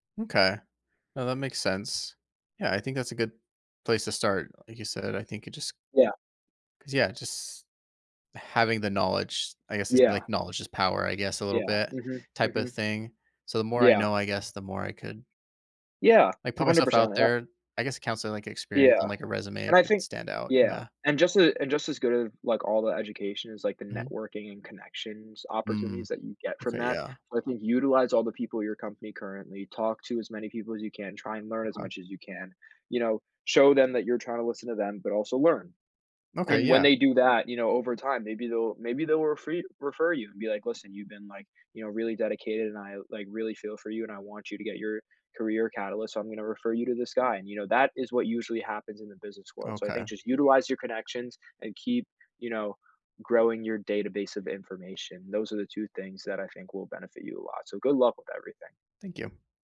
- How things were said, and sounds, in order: tapping
- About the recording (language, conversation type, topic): English, advice, How do I figure out the next step when I feel stuck in my career?
- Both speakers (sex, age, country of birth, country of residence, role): male, 18-19, United States, United States, advisor; male, 30-34, United States, United States, user